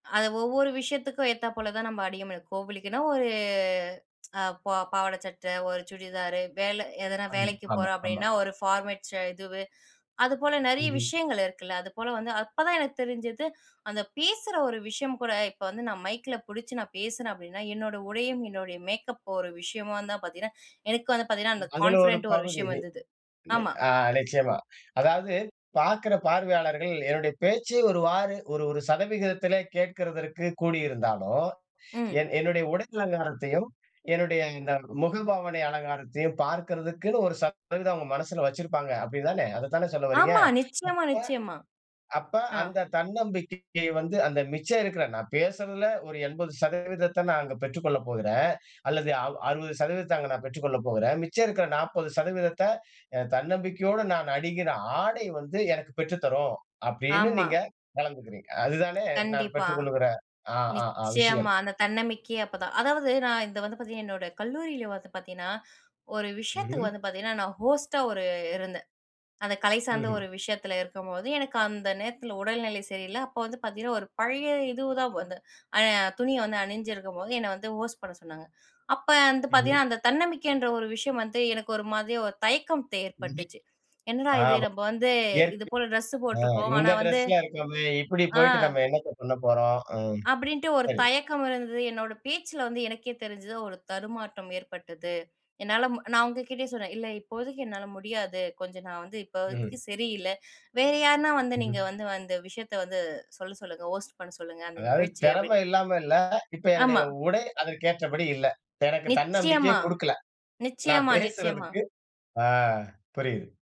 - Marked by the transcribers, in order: "அணிய" said as "அடிய"; drawn out: "ஒரு"; in English: "ஃபார்மல்ஸ்"; tapping; in English: "கான்ஃபிடென்ட்"; in English: "ஹோஸ்ட்டா"; in English: "ஹோஸ்ட்"; other noise; unintelligible speech; other background noise; in English: "ஹோஸ்ட்"
- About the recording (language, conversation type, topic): Tamil, podcast, ஒரு ஆடை உங்கள் தன்னம்பிக்கையை எப்படி உயர்த்தும்?